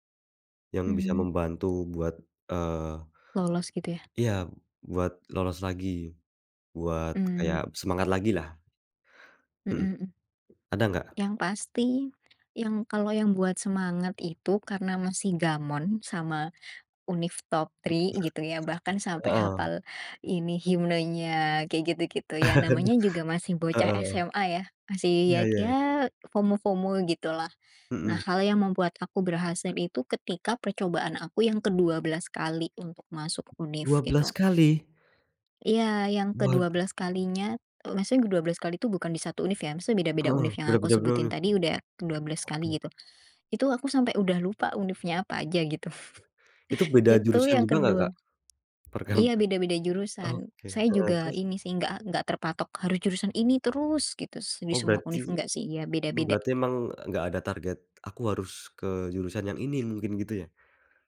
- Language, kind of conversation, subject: Indonesian, podcast, Bagaimana cara kamu bangkit setelah mengalami kegagalan besar dalam hidup?
- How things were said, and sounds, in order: tapping; other background noise; in English: "top three"; chuckle; in English: "FOMO-FOMO"; snort; chuckle; laughing while speaking: "Perkam"